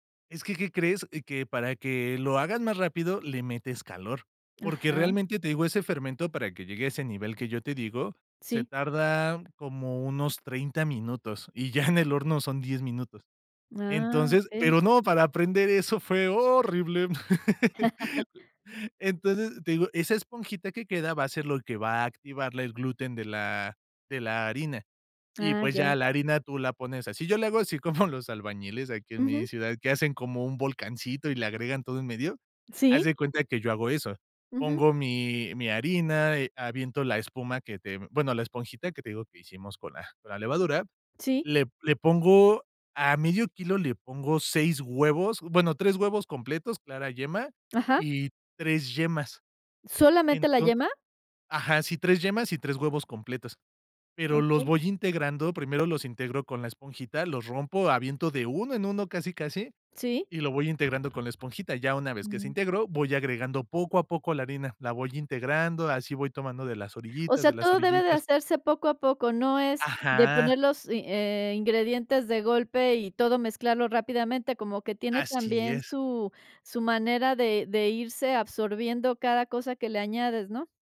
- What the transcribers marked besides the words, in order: chuckle; laugh; chuckle
- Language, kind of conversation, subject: Spanish, podcast, Cómo empezaste a hacer pan en casa y qué aprendiste